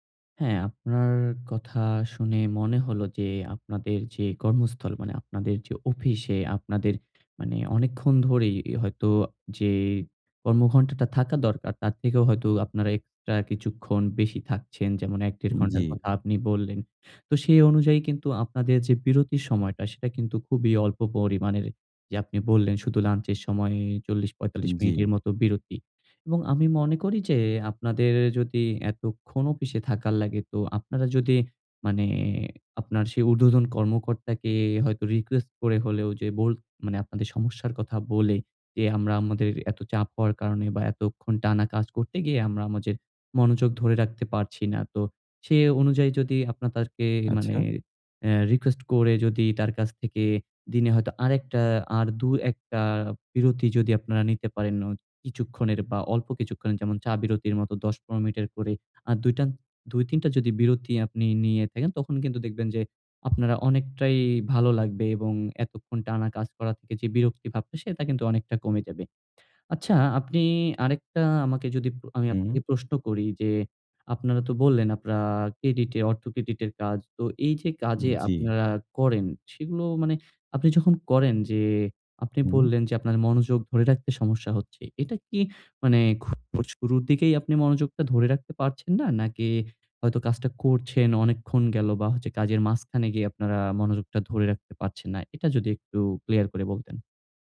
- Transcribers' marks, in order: "তাঁকে" said as "তারকে"
- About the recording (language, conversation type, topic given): Bengali, advice, কাজের সময় মনোযোগ ধরে রাখতে আপনার কি বারবার বিভ্রান্তি হয়?